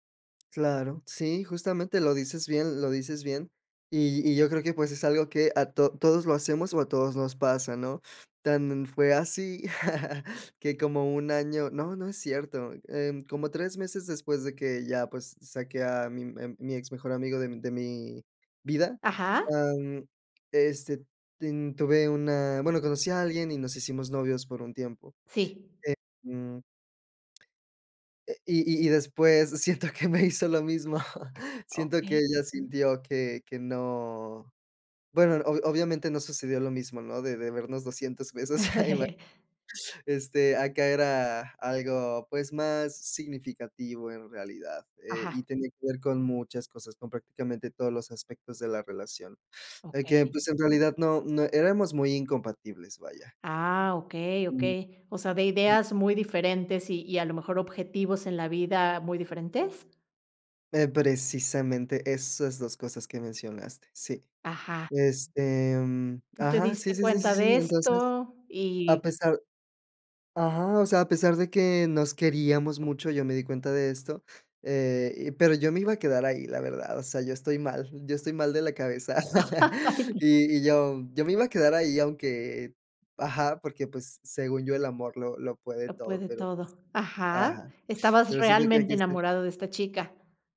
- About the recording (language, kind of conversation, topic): Spanish, podcast, ¿Cómo recuperas la confianza después de un tropiezo?
- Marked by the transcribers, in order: laugh; laughing while speaking: "siento que me hizo lo mismo"; chuckle; laughing while speaking: "Ima"; other background noise; laugh